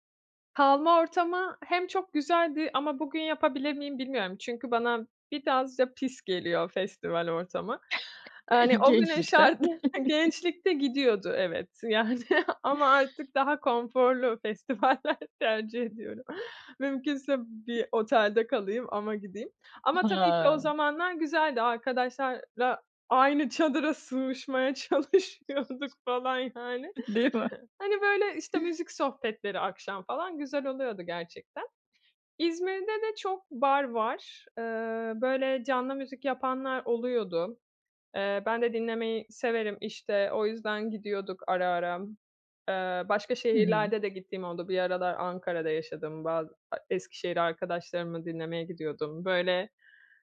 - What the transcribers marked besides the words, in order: chuckle; chuckle; laughing while speaking: "şartları"; laughing while speaking: "yani"; laughing while speaking: "festivaller"; other background noise; laughing while speaking: "çalışıyorduk falan yani"; laughing while speaking: "Değil mi?"
- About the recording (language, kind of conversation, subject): Turkish, podcast, Canlı müzik deneyimleri müzik zevkini nasıl etkiler?